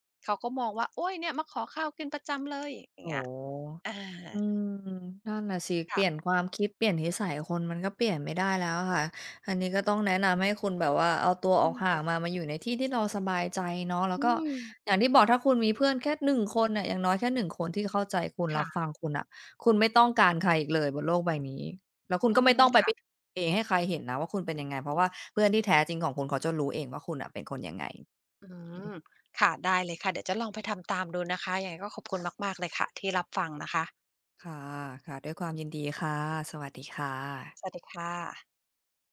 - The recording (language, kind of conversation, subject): Thai, advice, ทำไมฉันถึงรู้สึกโดดเดี่ยวแม้อยู่กับกลุ่มเพื่อน?
- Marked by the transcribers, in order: other background noise; tapping; unintelligible speech; unintelligible speech